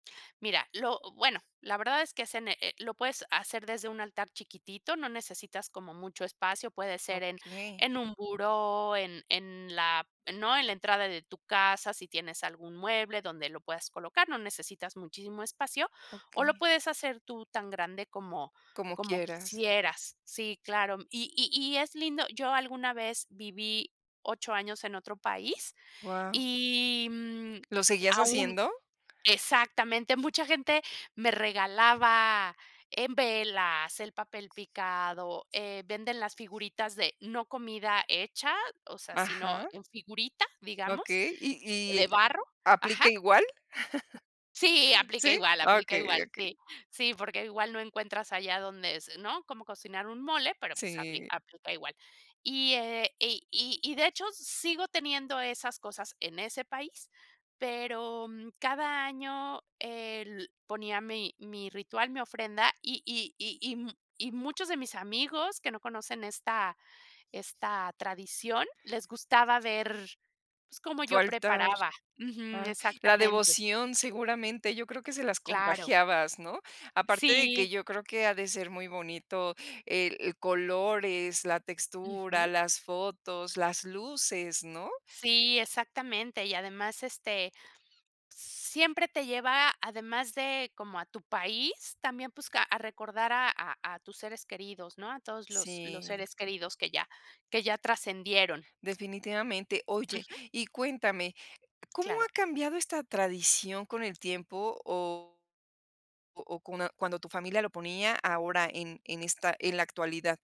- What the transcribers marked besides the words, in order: tapping; other background noise; chuckle
- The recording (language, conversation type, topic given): Spanish, podcast, ¿Qué tradiciones te conectan con tus raíces?